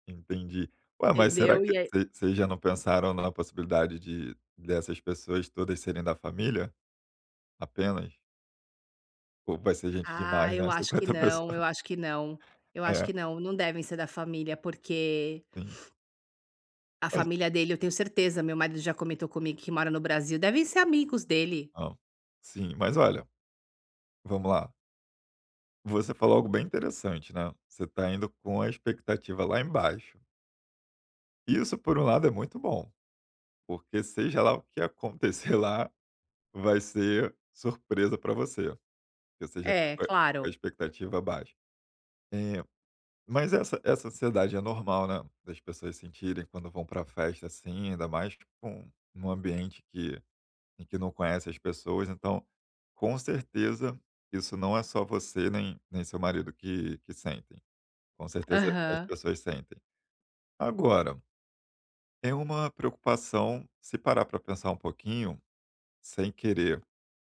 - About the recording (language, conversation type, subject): Portuguese, advice, Como posso aproveitar melhor as festas sociais sem me sentir deslocado?
- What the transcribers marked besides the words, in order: unintelligible speech